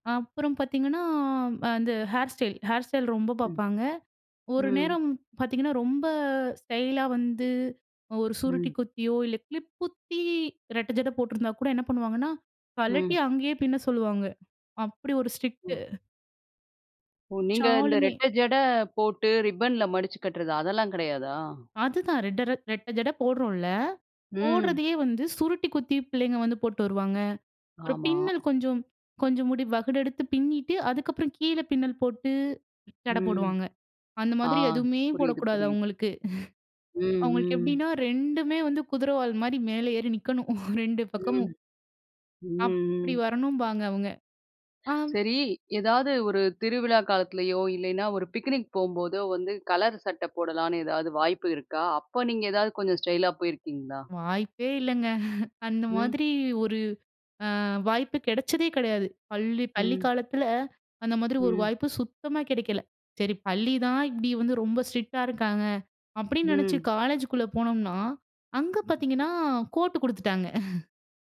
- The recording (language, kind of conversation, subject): Tamil, podcast, பள்ளி மற்றும் கல்லூரி நாட்களில் உங்கள் ஸ்டைல் எப்படி இருந்தது?
- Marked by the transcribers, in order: in English: "ஸ்ட்ரிக்ட்டு"; laugh; laugh; laugh; in English: "ஸ்ட்ரிக்ட்டா"; laugh